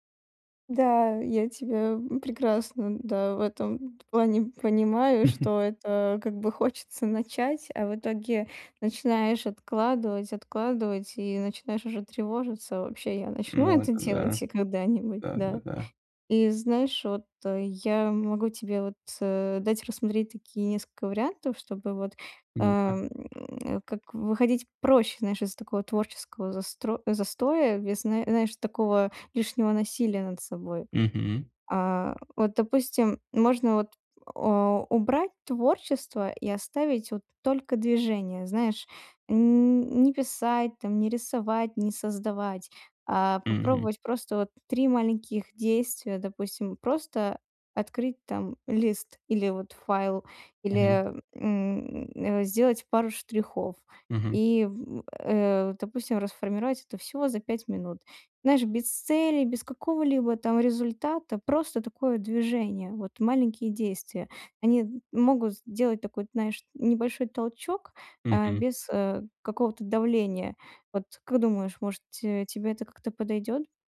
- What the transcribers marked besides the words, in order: laugh; tapping
- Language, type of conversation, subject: Russian, advice, Как мне справиться с творческим беспорядком и прокрастинацией?